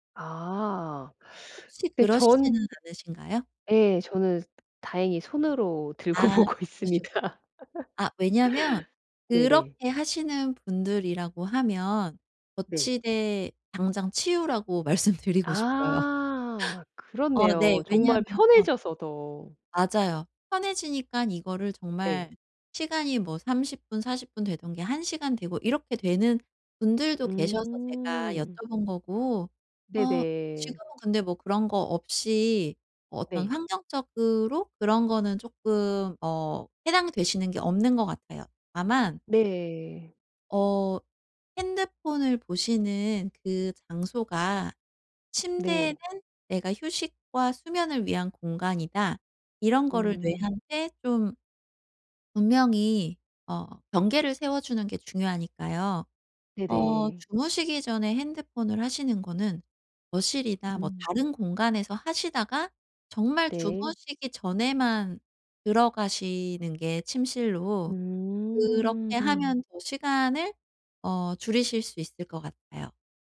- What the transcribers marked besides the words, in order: other background noise; laughing while speaking: "들고 보고 있습니다"; laughing while speaking: "말씀드리고 싶어요"; tapping
- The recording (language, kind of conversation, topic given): Korean, advice, 잠자기 전에 스크린 사용을 줄이려면 어떻게 시작하면 좋을까요?